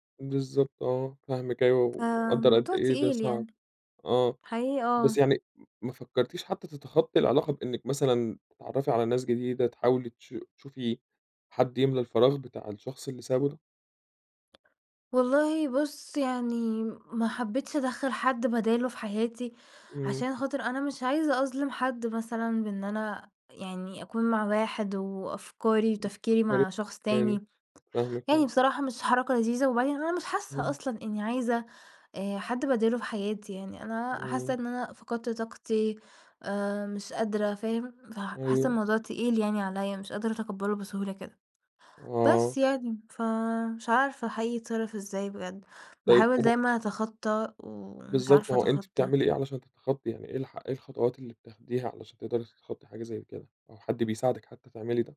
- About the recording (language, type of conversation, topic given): Arabic, advice, إزاي أتعامل لما أشوف شريكي السابق مع حد جديد؟
- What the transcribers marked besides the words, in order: tapping